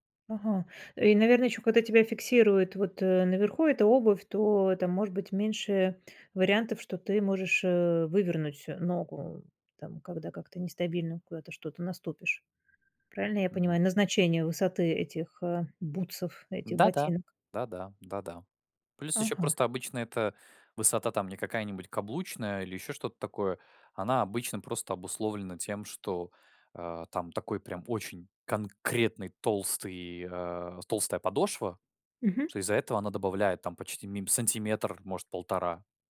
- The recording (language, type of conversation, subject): Russian, podcast, Как подготовиться к однодневному походу, чтобы всё прошло гладко?
- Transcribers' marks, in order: none